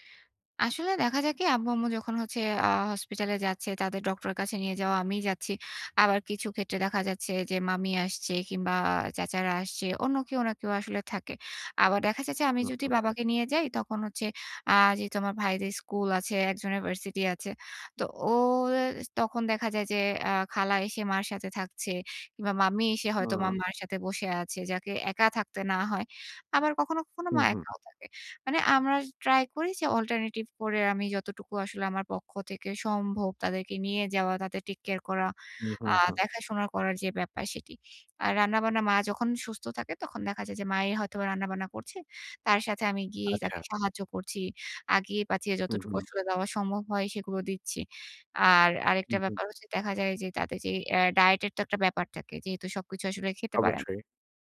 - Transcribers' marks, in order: in English: "অল্টারনেটিভ"
- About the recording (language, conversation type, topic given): Bengali, advice, মা-বাবার বয়স বাড়লে তাদের দেখাশোনা নিয়ে আপনি কীভাবে ভাবছেন?
- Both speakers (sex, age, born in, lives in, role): female, 25-29, Bangladesh, Bangladesh, user; male, 40-44, Bangladesh, Finland, advisor